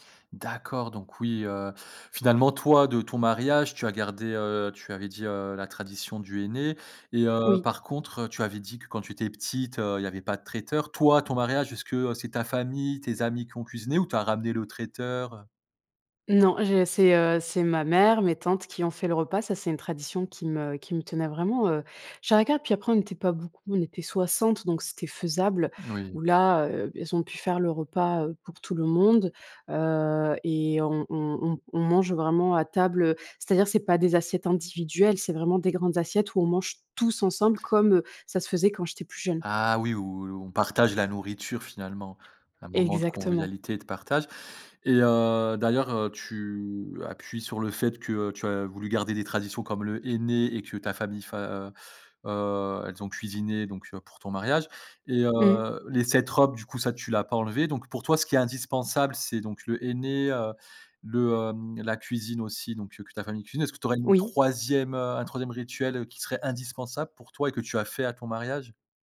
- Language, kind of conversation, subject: French, podcast, Comment se déroule un mariage chez vous ?
- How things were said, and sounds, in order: other background noise; stressed: "soixante"; stressed: "henné"